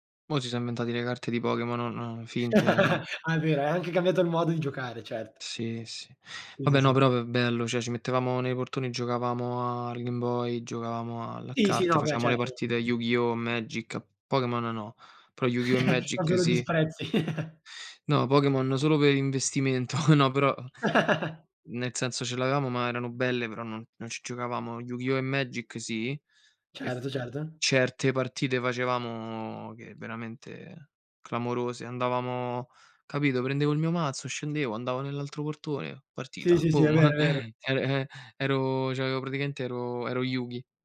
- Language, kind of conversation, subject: Italian, unstructured, Qual è il ricordo più bello della tua infanzia?
- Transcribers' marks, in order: chuckle; tapping; "cioè" said as "ceh"; "giocavamo" said as "giogavamo"; "giocavamo" said as "giogavamo"; chuckle; chuckle; chuckle; "cioè" said as "ceh"